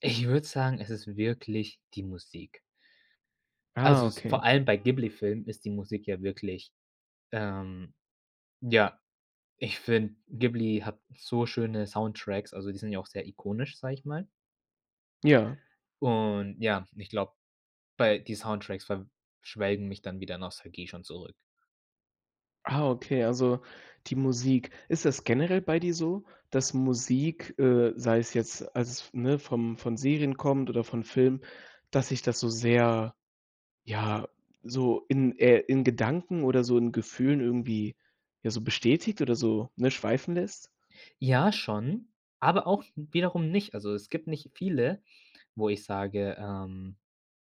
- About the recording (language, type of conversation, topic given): German, podcast, Welche Filme schaust du dir heute noch aus nostalgischen Gründen an?
- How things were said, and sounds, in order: none